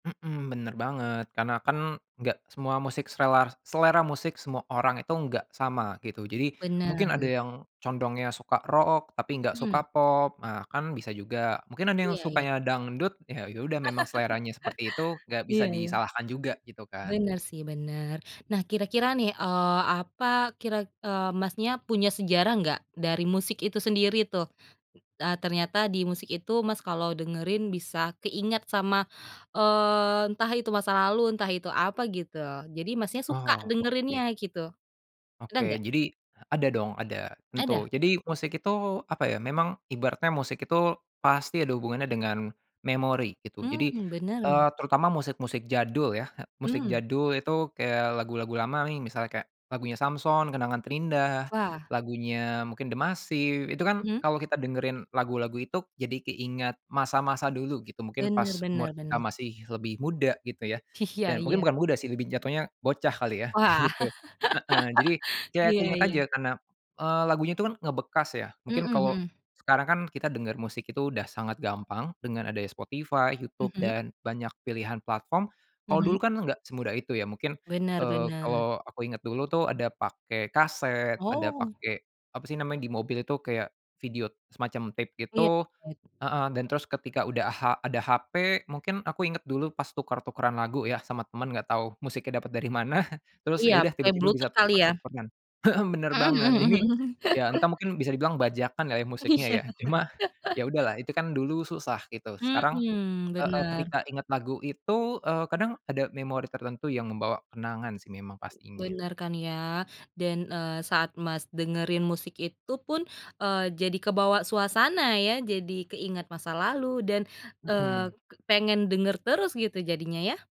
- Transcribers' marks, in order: tapping; chuckle; laugh; in English: "tape"; unintelligible speech; in English: "musiknya dapat dari mana"; chuckle; laughing while speaking: "Iya"; laugh; other background noise
- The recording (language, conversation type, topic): Indonesian, podcast, Bagaimana biasanya kamu menemukan musik baru yang kamu suka?